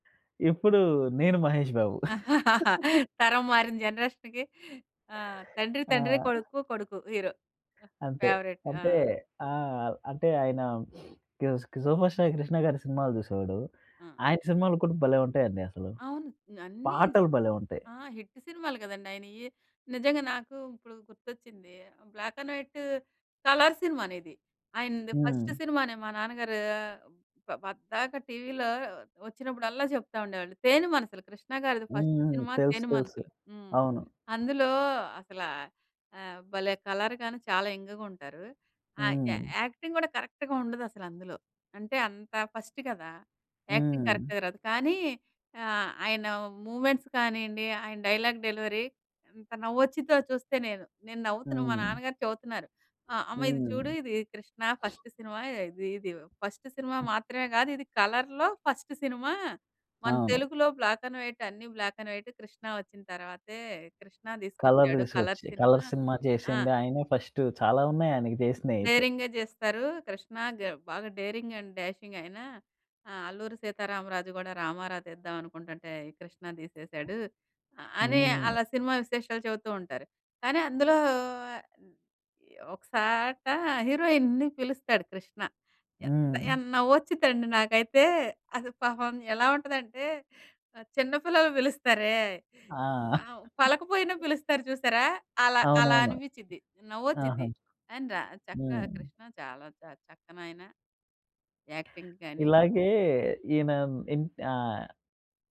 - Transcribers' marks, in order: chuckle; laugh; in English: "జనరేషన్‌కి"; in English: "హీరో ఫేవరెట్"; sniff; in English: "హిట్"; in English: "బ్లాక్ అండ్ వైట్ కలర్"; in English: "ఫస్ట్"; tapping; in English: "కలర్"; in English: "యంగ్‌గుంటారు"; in English: "యాక్టింగ్"; in English: "కరెక్ట్‌గా"; in English: "ఫస్ట్"; in English: "యాక్టింగ్ కరెక్ట్‌గా"; in English: "మూమెంట్స్"; in English: "డైలాగ్ డెలివరీ"; in English: "ఫస్ట్"; sniff; in English: "ఫస్ట్"; other background noise; in English: "కలర్‌లో ఫస్ట్"; in English: "బ్లాక్ అండ్ వైట్"; in English: "కలర్"; in English: "కలర్"; in English: "ఫస్ట్"; in English: "డేరింగ్ అండ్ డాషింగ్"; in English: "హీరోయిన్‌ని"; chuckle; in English: "యాక్టింగ్"
- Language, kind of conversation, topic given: Telugu, podcast, ఏ పాట వినగానే మీకు వెంటనే చిన్నతనపు జ్ఞాపకాలు గుర్తుకొస్తాయి?